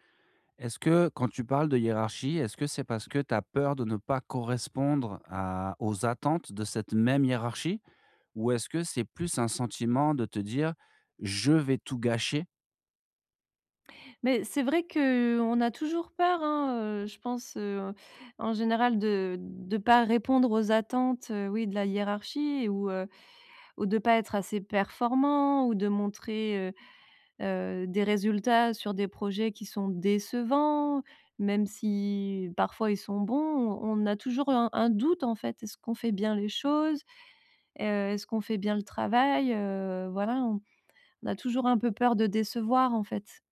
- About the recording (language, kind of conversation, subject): French, advice, Comment réduire rapidement une montée soudaine de stress au travail ou en public ?
- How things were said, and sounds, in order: other background noise; stressed: "même"; stressed: "je"; stressed: "décevants"